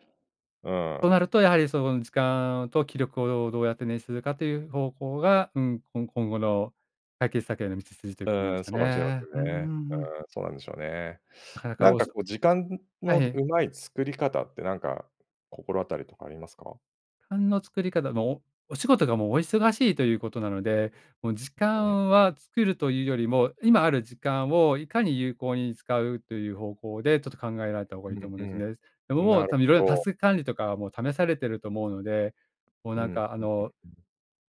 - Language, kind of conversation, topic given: Japanese, advice, 会議や発表で自信を持って自分の意見を表現できないことを改善するにはどうすればよいですか？
- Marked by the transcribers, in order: "捻出" said as "ねんしゅ"; other background noise; "タスク管理" said as "タス管理"; tapping; unintelligible speech